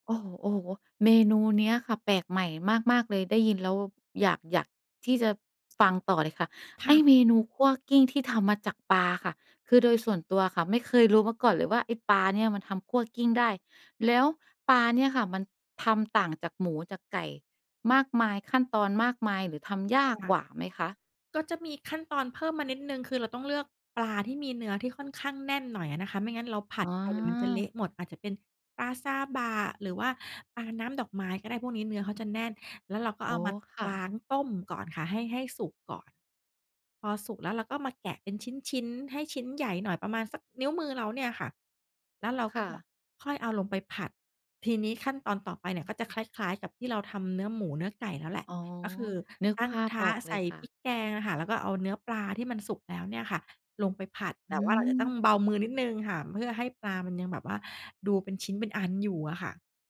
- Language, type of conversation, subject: Thai, podcast, คุณจัดสมดุลระหว่างรสชาติและคุณค่าทางโภชนาการเวลาทำอาหารอย่างไร?
- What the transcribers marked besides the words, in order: background speech